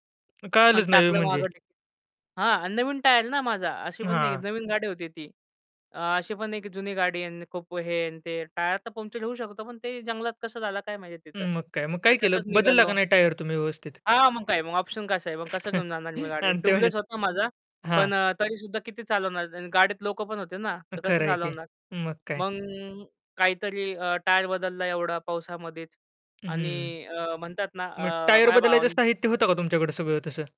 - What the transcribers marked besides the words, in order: distorted speech; tapping; chuckle
- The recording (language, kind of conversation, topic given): Marathi, podcast, रस्ता चुकल्यामुळे तुम्हाला कधी आणि कशी अडचण आली?